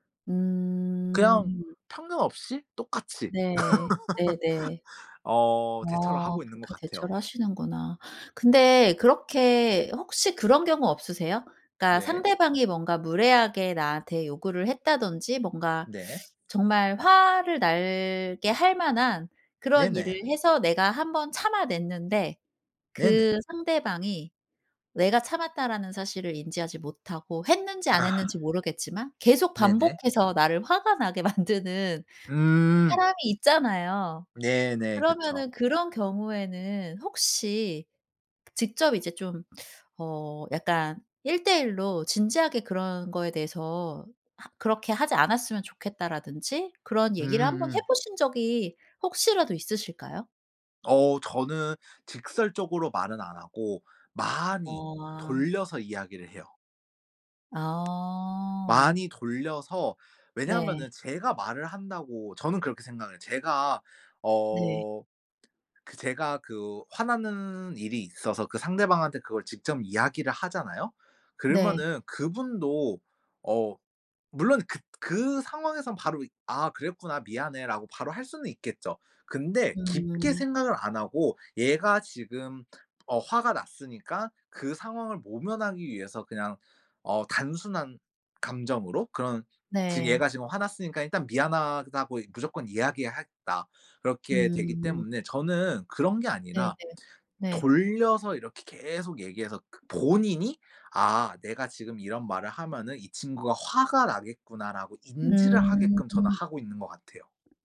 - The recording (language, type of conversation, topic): Korean, podcast, 솔직히 화가 났을 때는 어떻게 해요?
- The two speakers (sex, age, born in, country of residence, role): female, 40-44, South Korea, South Korea, host; male, 25-29, South Korea, Japan, guest
- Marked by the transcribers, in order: laugh; teeth sucking; other background noise; laughing while speaking: "만드는"; tapping; teeth sucking